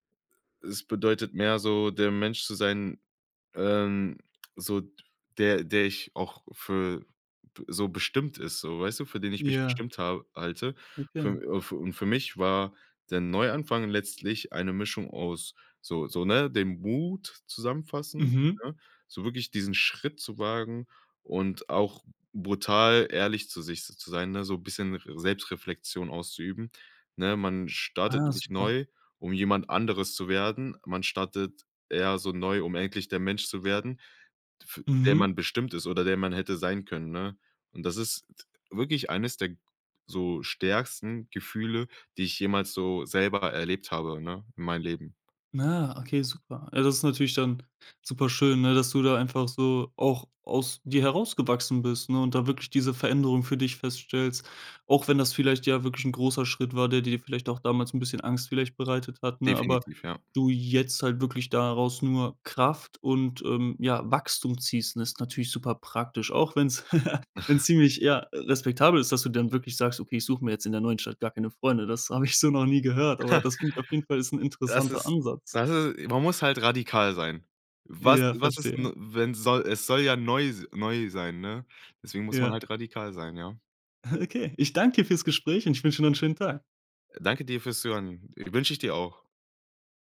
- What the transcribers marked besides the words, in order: giggle; laugh; laugh; laughing while speaking: "Okay"; joyful: "noch 'nen schönen Tag"
- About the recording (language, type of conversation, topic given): German, podcast, Wie hast du einen Neuanfang geschafft?